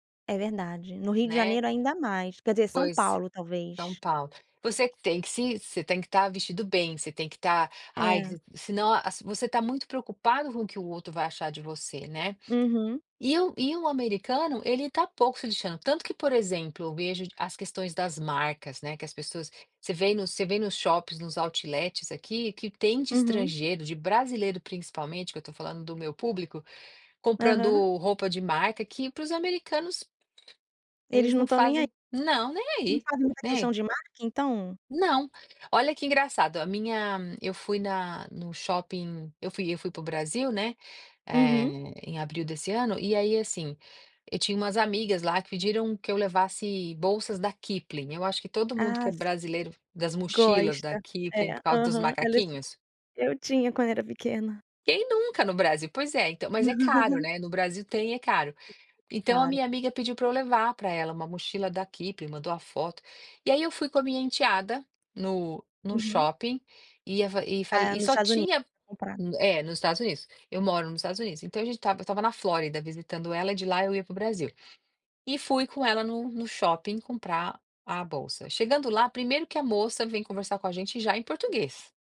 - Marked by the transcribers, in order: other background noise; in English: "outlets"; chuckle
- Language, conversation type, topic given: Portuguese, podcast, Por que o público valoriza mais a autenticidade hoje?